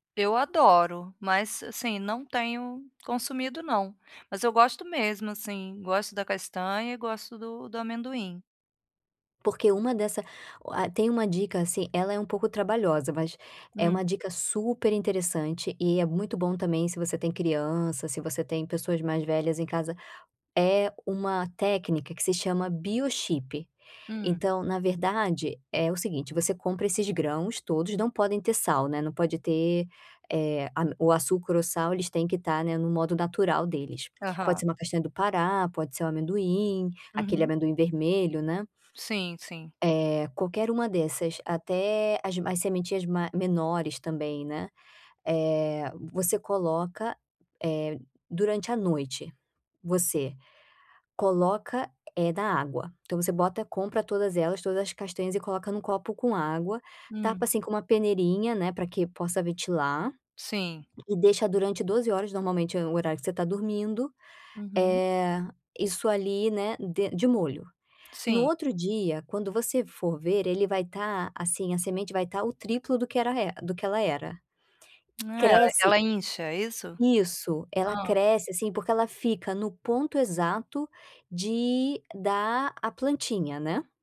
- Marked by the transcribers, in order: tapping
- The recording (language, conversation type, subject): Portuguese, advice, Como posso equilibrar praticidade e saúde ao escolher alimentos?